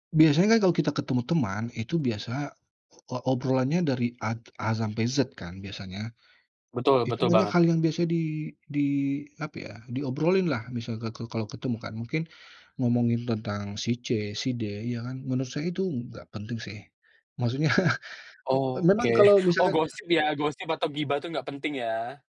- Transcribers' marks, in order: other background noise; laughing while speaking: "Maksudnya"; chuckle
- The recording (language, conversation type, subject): Indonesian, podcast, Bagaimana cara menjaga hubungan tetap dekat meski sering sibuk dengan layar?
- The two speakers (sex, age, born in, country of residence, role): male, 30-34, Indonesia, Indonesia, host; male, 35-39, Indonesia, Indonesia, guest